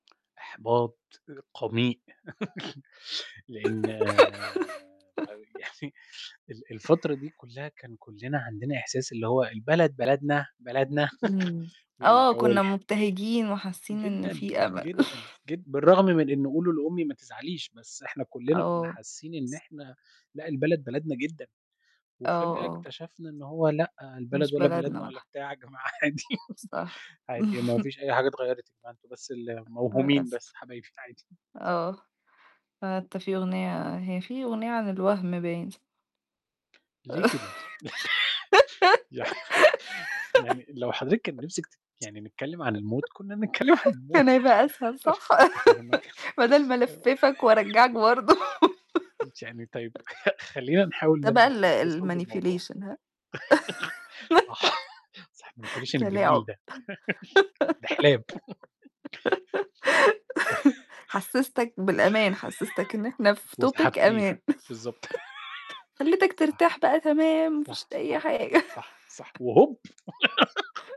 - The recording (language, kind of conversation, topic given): Arabic, unstructured, إيه دور الموسيقى في تحسين مزاجك كل يوم؟
- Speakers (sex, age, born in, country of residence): female, 20-24, Egypt, Netherlands; male, 30-34, Egypt, Romania
- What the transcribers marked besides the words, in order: other noise; chuckle; laughing while speaking: "يعني"; giggle; laughing while speaking: "البلد بلدنا بلدنا"; put-on voice: "البلد بلدنا بلدنا"; chuckle; laughing while speaking: "أمل"; chuckle; laughing while speaking: "عادي"; chuckle; chuckle; other background noise; tapping; giggle; laughing while speaking: "كان هيبقى أسهل صح؟ بدل ما ألفّفك وأرجّعك برضه"; laugh; laughing while speaking: "يع"; laugh; laugh; laughing while speaking: "كنا بنتكلم عن الموت. أنا ما يعني طيب"; laugh; unintelligible speech; laugh; chuckle; in English: "الmanipulation"; chuckle; laughing while speaking: "صح"; chuckle; in English: "الmanipulation"; giggle; giggle; chuckle; in English: "topic"; laugh; chuckle; laugh; laughing while speaking: "حاجة"; chuckle; giggle